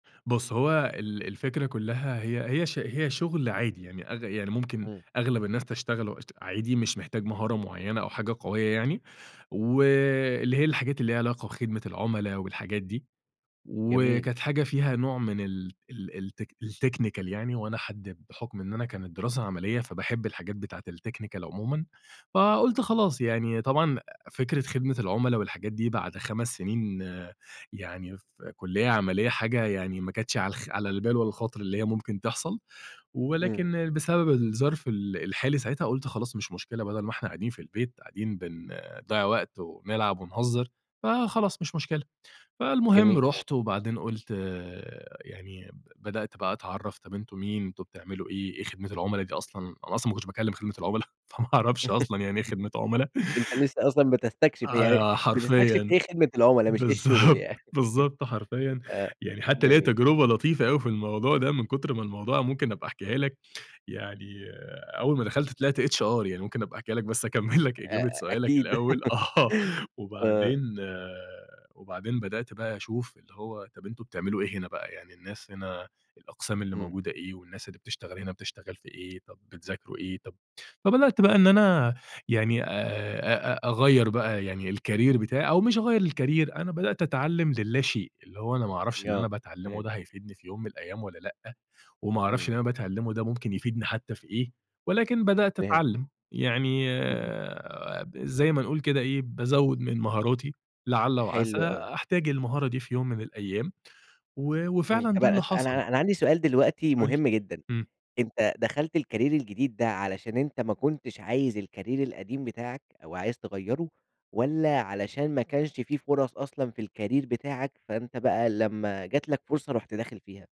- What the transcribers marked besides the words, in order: in English: "الTechnical"; in English: "الTechnical"; chuckle; laugh; unintelligible speech; chuckle; in English: "HR"; laugh; in English: "الكاريير"; in English: "الكاريير"; in English: "الكاريير"; in English: "الكاريير"; in English: "الكاريير"
- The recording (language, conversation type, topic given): Arabic, podcast, إزاي قررت تسيب شغلانة مستقرة وتبدأ مشروعك؟